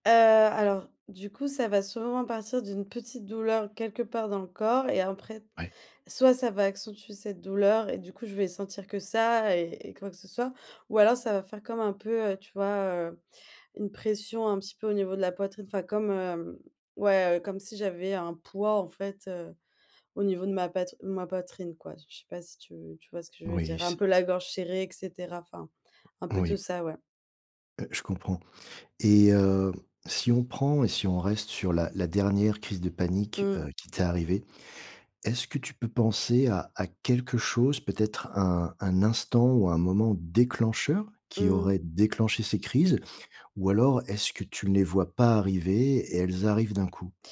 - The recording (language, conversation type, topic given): French, advice, Comment décrire des crises de panique ou une forte anxiété sans déclencheur clair ?
- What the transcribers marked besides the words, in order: stressed: "déclencheur"